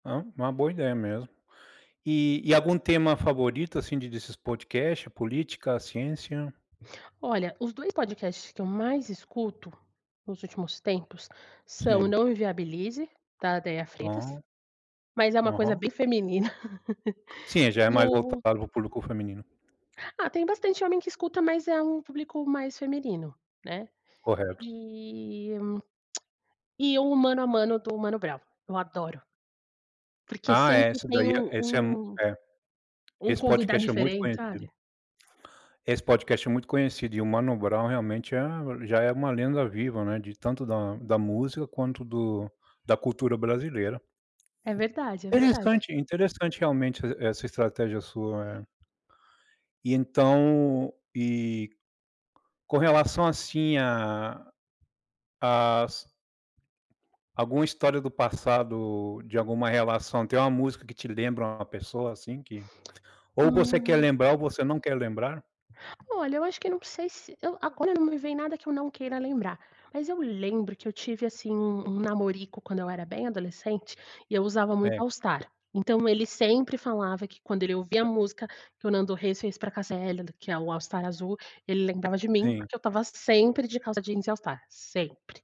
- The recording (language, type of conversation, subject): Portuguese, podcast, Como as músicas mudam o seu humor ao longo do dia?
- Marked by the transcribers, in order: tapping; laugh; tongue click; other background noise